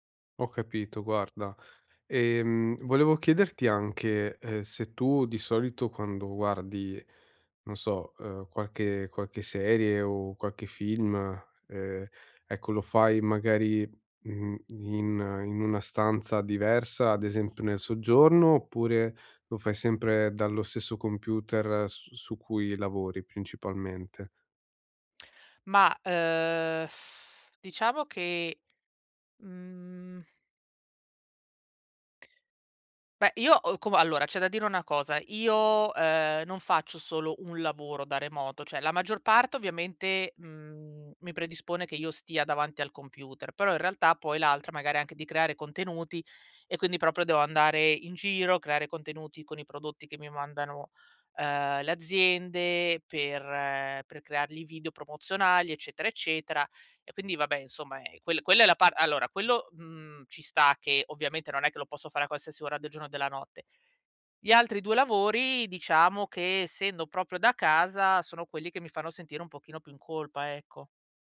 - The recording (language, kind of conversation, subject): Italian, advice, Come posso riposare senza sentirmi meno valido o in colpa?
- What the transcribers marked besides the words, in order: sigh; other background noise